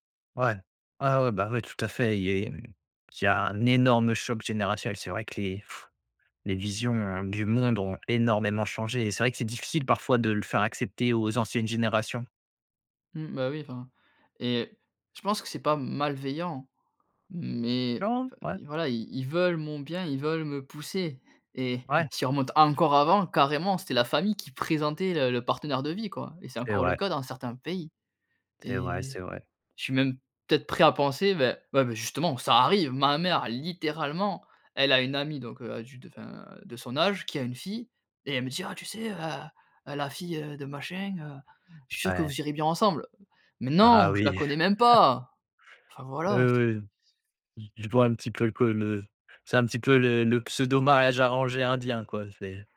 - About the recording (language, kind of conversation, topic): French, advice, Comment gérez-vous la pression familiale pour avoir des enfants ?
- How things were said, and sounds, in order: stressed: "énorme"; blowing; tapping; other background noise; angry: "Mais non ! Je la connais même pas !"; chuckle